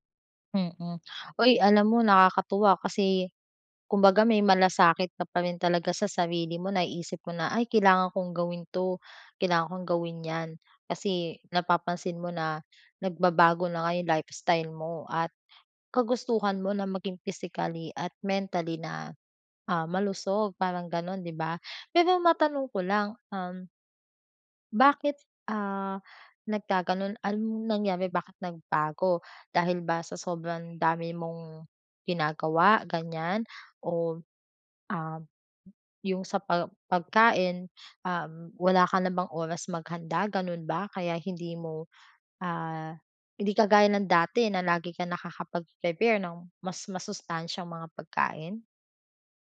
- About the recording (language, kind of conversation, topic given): Filipino, advice, Paano ko mapapangalagaan ang pisikal at mental na kalusugan ko?
- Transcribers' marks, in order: other noise; other background noise; tapping